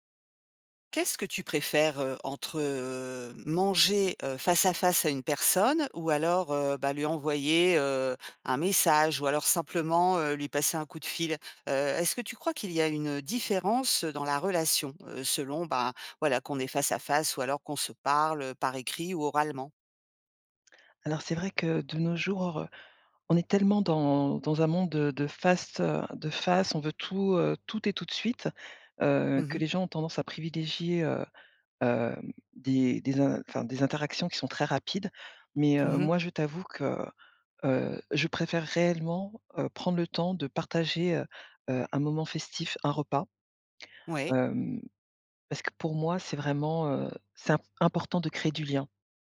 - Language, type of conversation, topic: French, podcast, Pourquoi le fait de partager un repas renforce-t-il souvent les liens ?
- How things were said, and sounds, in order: other background noise; "face" said as "fast"